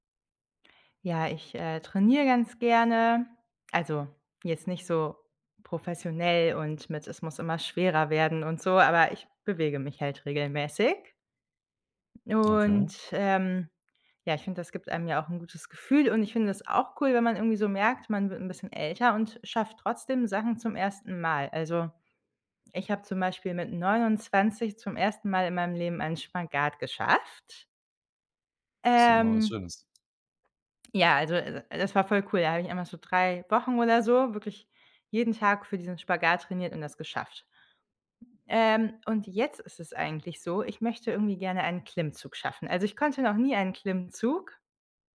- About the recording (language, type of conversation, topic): German, advice, Wie kann ich passende Trainingsziele und einen Trainingsplan auswählen, wenn ich unsicher bin?
- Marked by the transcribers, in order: none